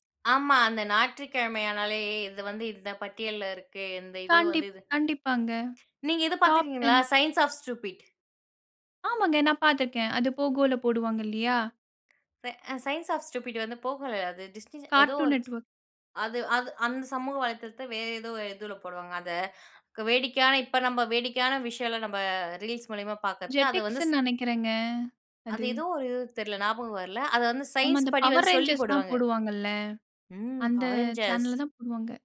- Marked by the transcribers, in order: other noise; in English: "டாப் டென்"; in English: "சயன்ஸ் ஆஃப் ஸ்டூபிட்"; in English: "சயன்ஸ் ஆஃப் ஸ்டூபிட்"; surprised: "ம், Power Rangers"; in English: "சேனல்ல"
- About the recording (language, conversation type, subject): Tamil, podcast, ஒரு பழைய தொலைக்காட்சி சேனல் ஜிங்கிள் கேட்கும்போது உங்களுக்கு உடனே எந்த நினைவுகள் வரும்?